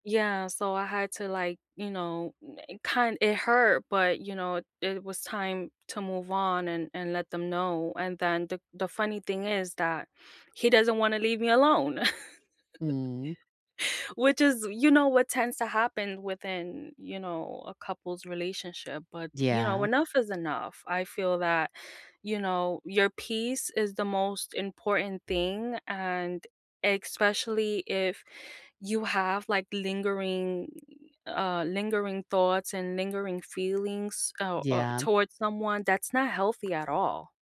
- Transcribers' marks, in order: other background noise; chuckle; tapping
- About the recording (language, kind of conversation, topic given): English, unstructured, How do you know when to compromise with family or friends?
- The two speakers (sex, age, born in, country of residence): female, 30-34, United States, United States; female, 50-54, United States, United States